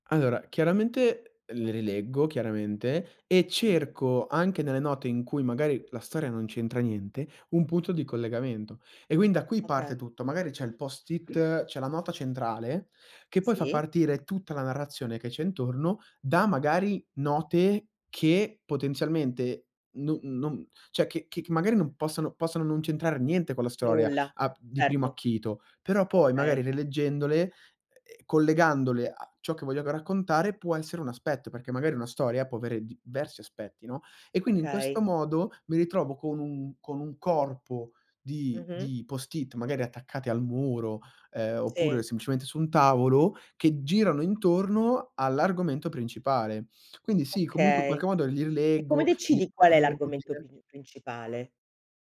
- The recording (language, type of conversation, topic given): Italian, podcast, Come raccogli e conservi le idee che ti vengono in mente?
- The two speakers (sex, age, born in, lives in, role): female, 55-59, Italy, Italy, host; male, 20-24, Italy, Italy, guest
- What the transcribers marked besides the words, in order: other background noise; "Okay" said as "Oka"; tapping; "cioè" said as "ceh"; unintelligible speech